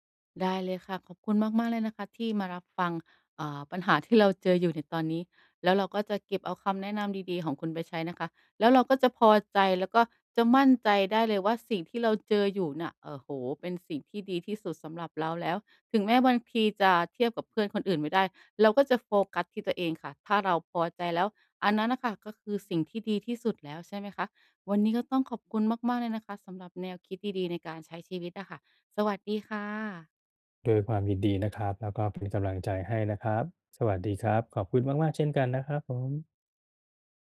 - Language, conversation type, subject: Thai, advice, ฉันจะลดความรู้สึกกลัวว่าจะพลาดสิ่งต่าง ๆ (FOMO) ในชีวิตได้อย่างไร
- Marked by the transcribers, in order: other background noise